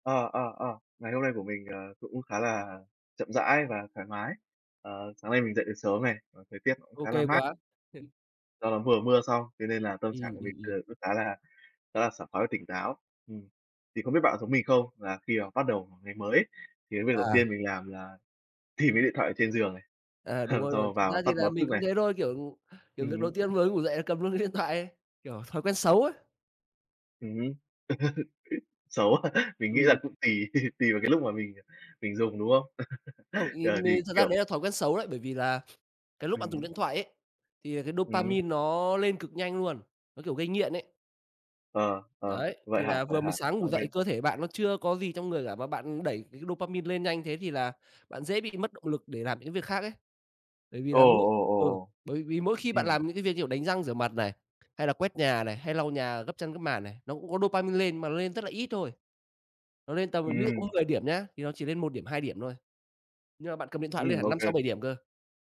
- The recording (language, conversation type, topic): Vietnamese, unstructured, Làm thế nào điện thoại thông minh ảnh hưởng đến cuộc sống hằng ngày của bạn?
- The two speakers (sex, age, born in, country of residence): male, 20-24, Vietnam, Vietnam; male, 25-29, Vietnam, Vietnam
- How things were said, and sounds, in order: tapping; laugh; horn; laughing while speaking: "tìm"; laugh; laughing while speaking: "luôn"; laugh; laughing while speaking: "Xấu quá"; chuckle; laugh; other background noise; in English: "dopamine"; in English: "dopamine"; in English: "dopamine"